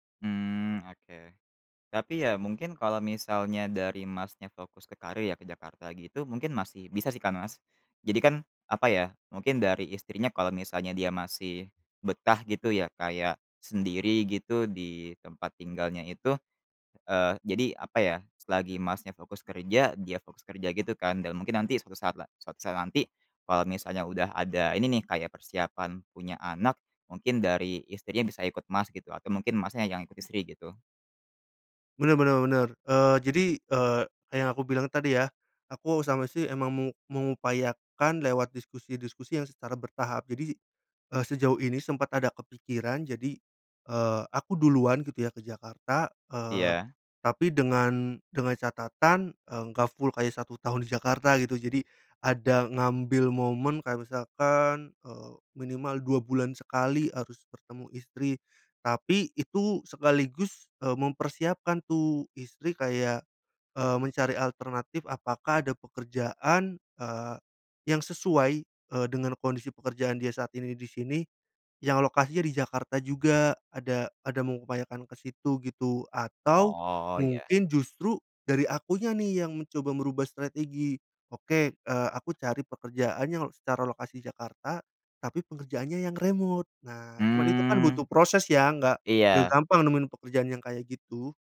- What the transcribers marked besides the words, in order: none
- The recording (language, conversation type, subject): Indonesian, podcast, Bagaimana cara menimbang pilihan antara karier dan keluarga?